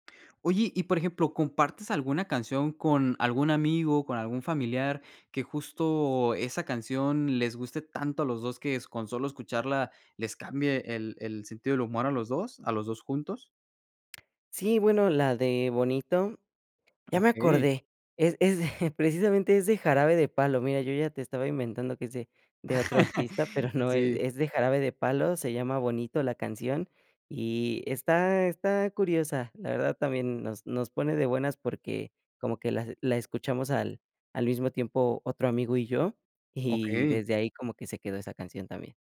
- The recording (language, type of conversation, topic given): Spanish, podcast, ¿Qué canción te pone de buen humor al instante?
- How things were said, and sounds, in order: giggle; laugh